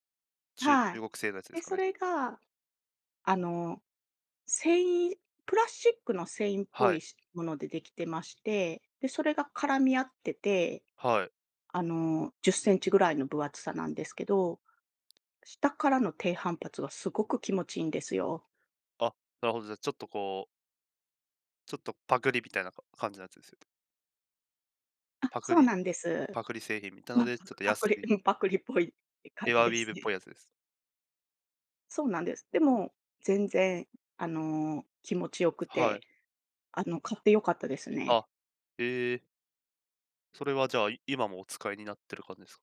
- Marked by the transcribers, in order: other background noise
- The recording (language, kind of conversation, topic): Japanese, podcast, 睡眠の質を上げるために普段どんなことをしていますか？